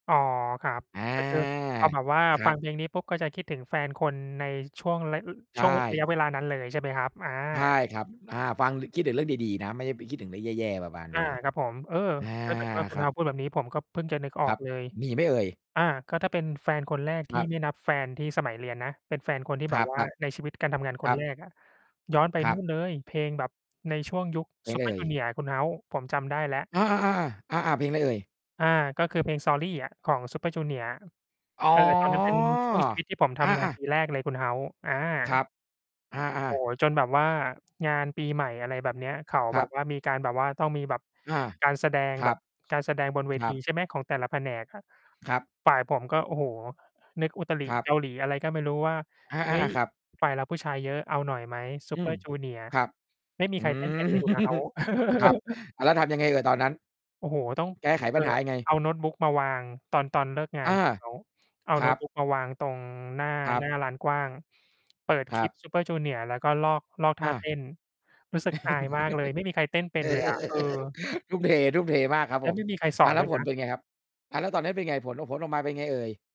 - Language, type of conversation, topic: Thai, unstructured, ในชีวิตของคุณเคยมีเพลงไหนที่รู้สึกว่าเป็นเพลงประจำตัวของคุณไหม?
- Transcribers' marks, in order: mechanical hum; distorted speech; tapping; drawn out: "อ๋อ"; laughing while speaking: "อืม"; laugh; laugh; other background noise; giggle